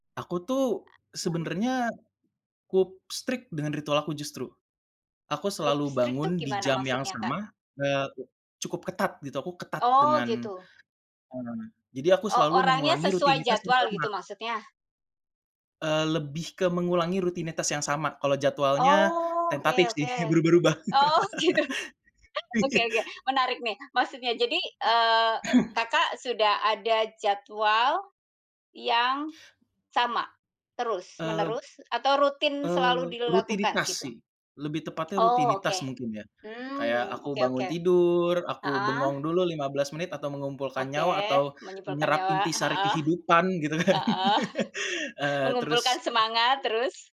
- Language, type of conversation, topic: Indonesian, podcast, Bagaimana kamu menjaga konsistensi berkarya setiap hari?
- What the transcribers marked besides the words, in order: other noise; in English: "strict"; in English: "strict"; laughing while speaking: "gitu"; laugh; laughing while speaking: "Iya"; throat clearing; other background noise; laugh